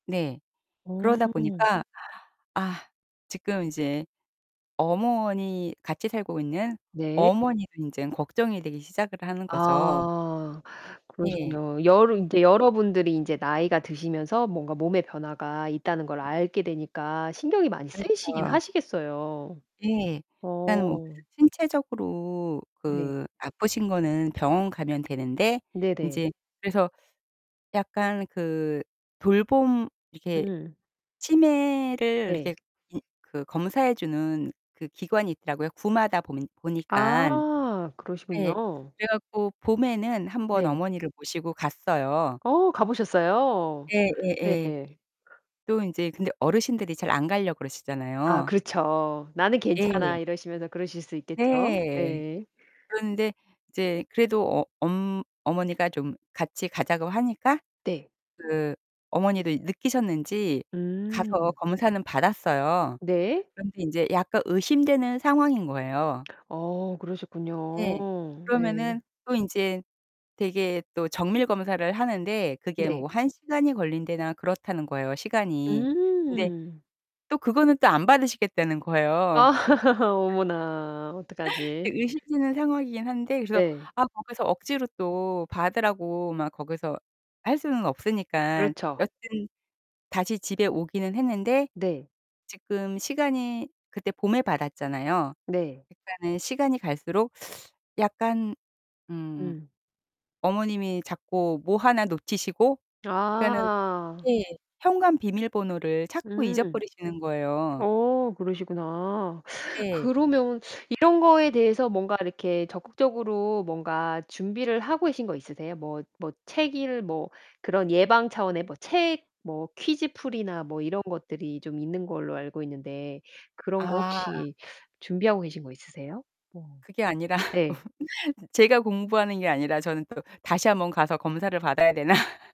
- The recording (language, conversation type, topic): Korean, podcast, 노부모를 돌볼 때 가장 신경 쓰이는 부분은 무엇인가요?
- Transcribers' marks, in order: distorted speech; other background noise; static; tapping; laughing while speaking: "아"; laughing while speaking: "아니라"; laughing while speaking: "되나?"